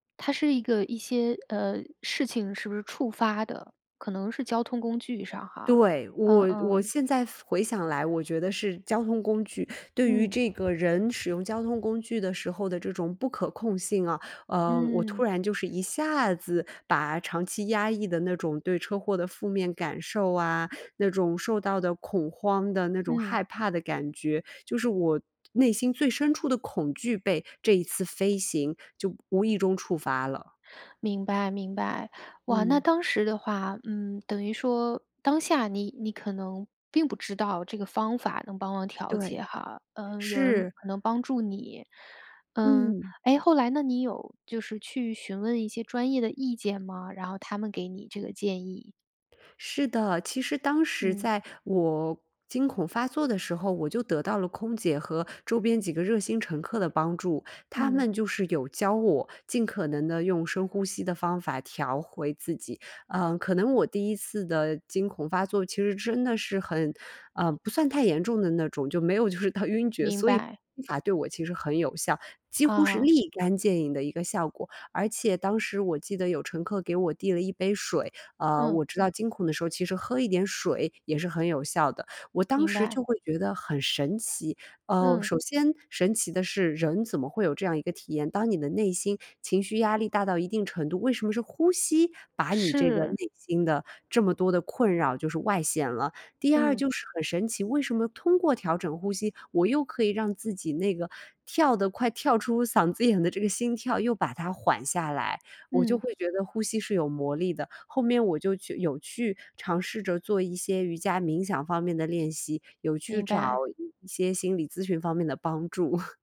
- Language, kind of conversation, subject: Chinese, podcast, 简单说说正念呼吸练习怎么做？
- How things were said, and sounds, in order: other background noise; tapping; laughing while speaking: "就是到晕厥"; laughing while speaking: "嗓子眼的这个心跳"; chuckle